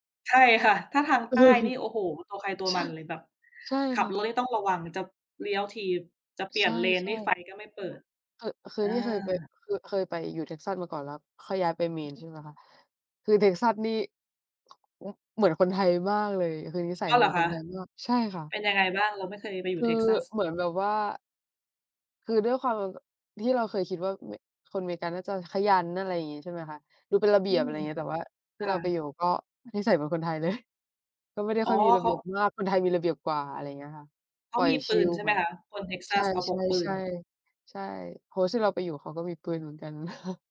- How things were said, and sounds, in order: laughing while speaking: "เออ"; other background noise; stressed: "มาก"; in English: "Host"; chuckle
- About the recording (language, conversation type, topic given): Thai, unstructured, คุณชอบไปเที่ยวธรรมชาติที่ไหนมากที่สุด?
- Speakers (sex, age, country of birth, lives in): female, 20-24, Thailand, Thailand; female, 30-34, Thailand, United States